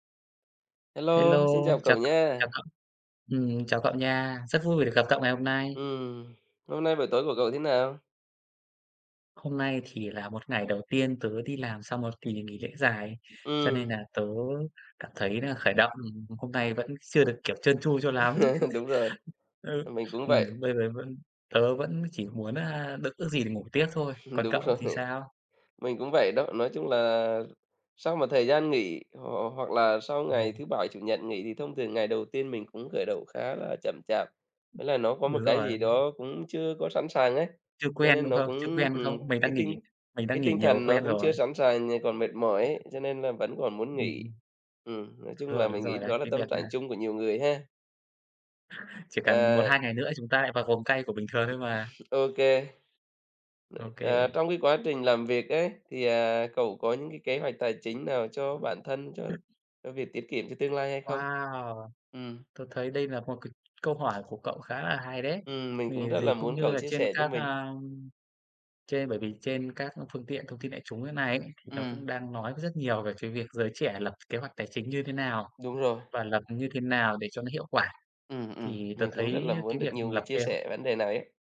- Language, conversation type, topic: Vietnamese, unstructured, Bạn có kế hoạch tài chính cho tương lai không?
- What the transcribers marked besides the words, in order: laugh; laugh; laughing while speaking: "Đúng rồi"; tapping; laugh; other background noise